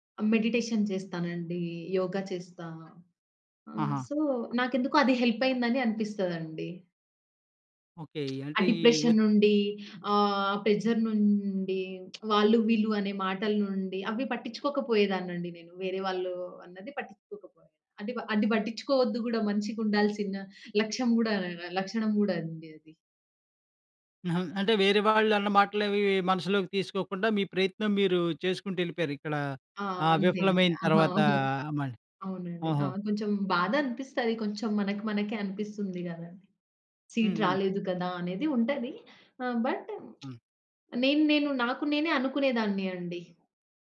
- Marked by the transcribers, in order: in English: "మెడిటేషన్"; other background noise; in English: "సో"; tapping; in English: "డిప్రెషన్"; in English: "ప్రెజర్"; lip smack; giggle; in English: "సీట్"; in English: "బట్"; lip smack
- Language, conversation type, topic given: Telugu, podcast, విఫలమైన తర్వాత మళ్లీ ప్రయత్నించేందుకు మీరు ఏమి చేస్తారు?